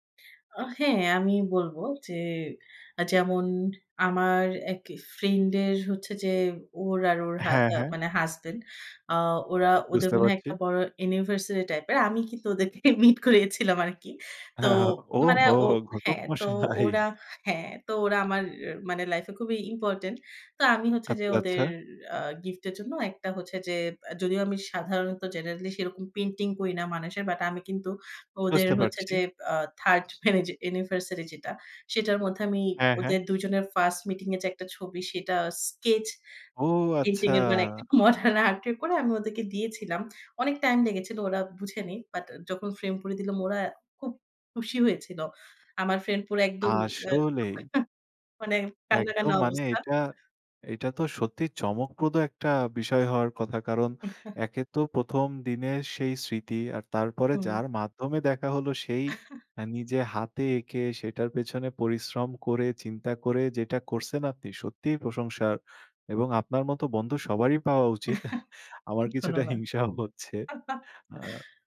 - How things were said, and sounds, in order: laughing while speaking: "আমি কিন্তু ওদের থেকে মিট করিয়েছিলাম আরকি"; laughing while speaking: "ঘটক মশাই"; laughing while speaking: "একটা মডার্ন আর্ট করে"; tapping; unintelligible speech; chuckle; chuckle; chuckle; scoff; chuckle
- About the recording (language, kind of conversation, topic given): Bengali, podcast, তোমার সবচেয়ে প্রিয় শখ কোনটি, আর কেন সেটি তোমার ভালো লাগে?